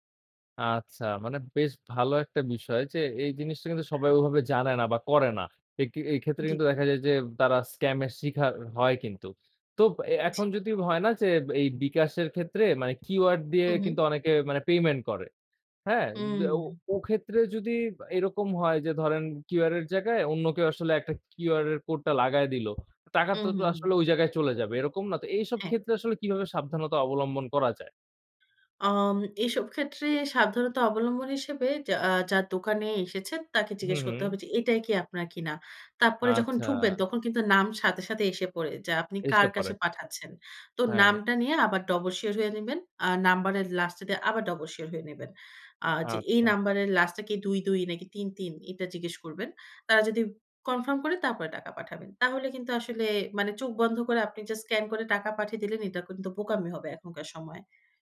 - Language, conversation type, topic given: Bengali, podcast, ই-পেমেন্ট ব্যবহার করার সময় আপনার মতে সবচেয়ে বড় সতর্কতা কী?
- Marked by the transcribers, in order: "তো" said as "তোব"; tapping; "কিন্তু" said as "কুন্তু"